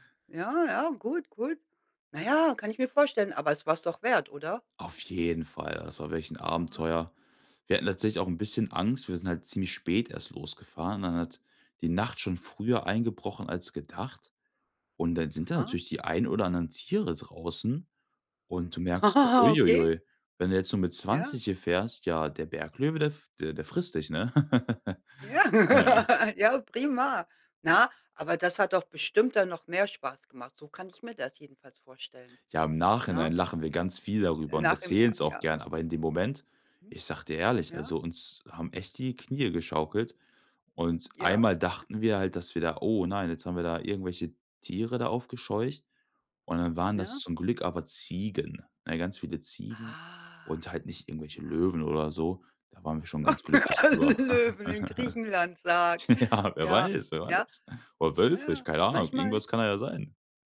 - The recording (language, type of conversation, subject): German, podcast, Was macht für dich einen guten Wochenendtag aus?
- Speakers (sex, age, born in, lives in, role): female, 55-59, Germany, United States, host; male, 25-29, Germany, Germany, guest
- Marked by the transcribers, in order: stressed: "jeden"; laugh; stressed: "Tiere"; laugh; other background noise; unintelligible speech; stressed: "Ziegen"; drawn out: "Ah"; laugh; laughing while speaking: "Löwen, in Griechenland"; laugh; laughing while speaking: "Ja"